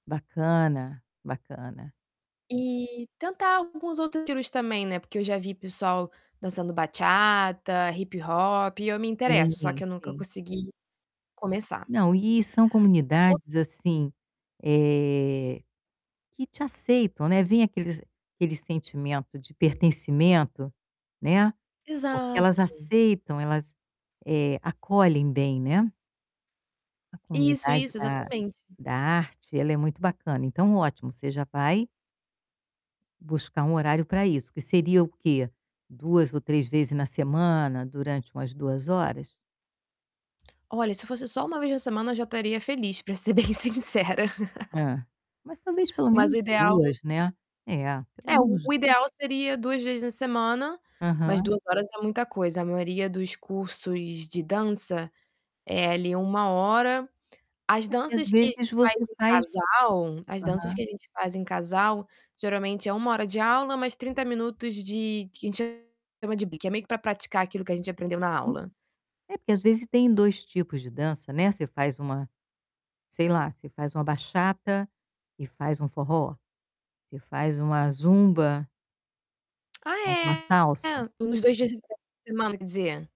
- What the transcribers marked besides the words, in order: distorted speech; tapping; laughing while speaking: "bem sincera"; laugh; unintelligible speech
- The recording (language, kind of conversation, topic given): Portuguese, advice, Como posso criar uma rotina flexível para aproveitar melhor o meu tempo livre?